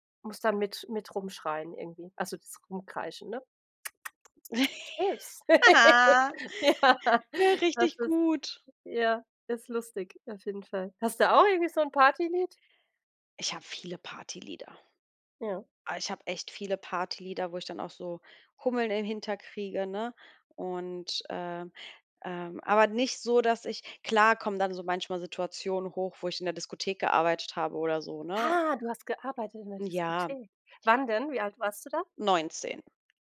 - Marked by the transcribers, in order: laugh; other background noise; unintelligible speech; giggle; laughing while speaking: "Ja"; surprised: "Ah"
- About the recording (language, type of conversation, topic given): German, unstructured, Gibt es ein Lied, das dich an eine bestimmte Zeit erinnert?